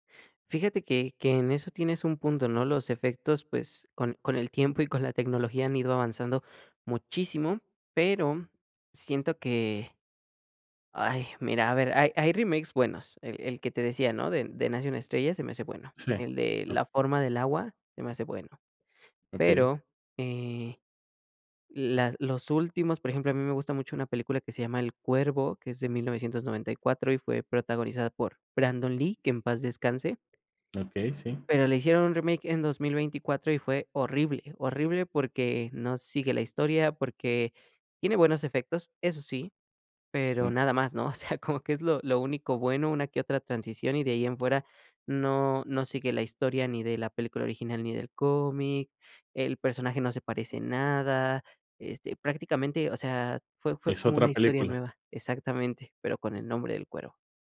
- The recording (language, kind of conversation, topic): Spanish, podcast, ¿Te gustan más los remakes o las historias originales?
- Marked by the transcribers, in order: giggle